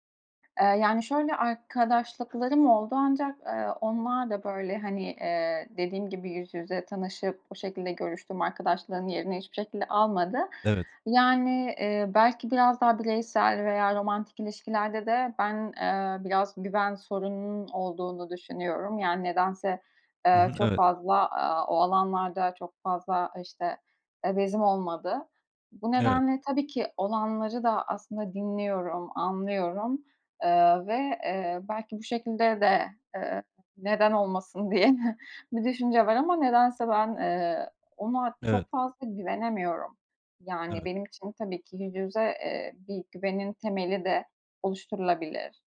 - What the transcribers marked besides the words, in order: other background noise; laughing while speaking: "diye de"
- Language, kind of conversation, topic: Turkish, podcast, Sence sosyal medyada bağ kurmak mı, yoksa yüz yüze konuşmak mı daha değerli?